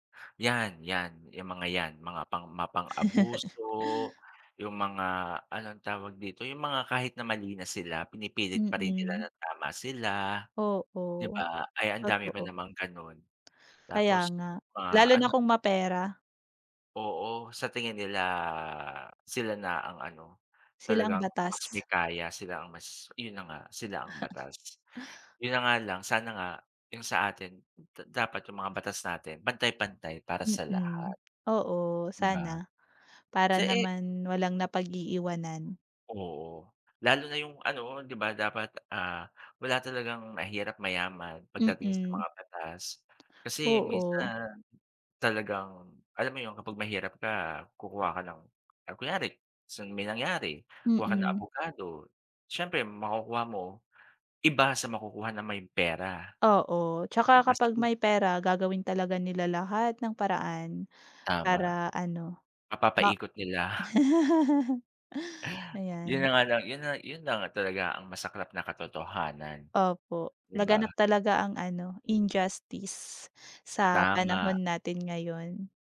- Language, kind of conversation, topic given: Filipino, unstructured, Bakit mahalaga ang pakikilahok ng mamamayan sa pamahalaan?
- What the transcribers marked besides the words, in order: other background noise; chuckle; tapping; chuckle; chuckle